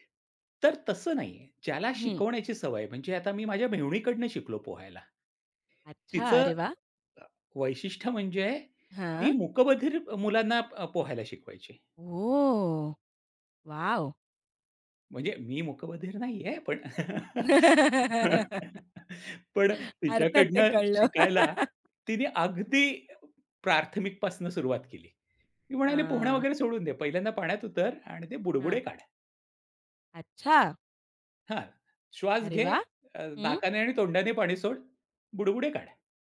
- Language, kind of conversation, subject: Marathi, podcast, कोर्स, पुस्तक किंवा व्हिडिओ कशा प्रकारे निवडता?
- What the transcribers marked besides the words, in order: other background noise; laugh; chuckle; laugh; tapping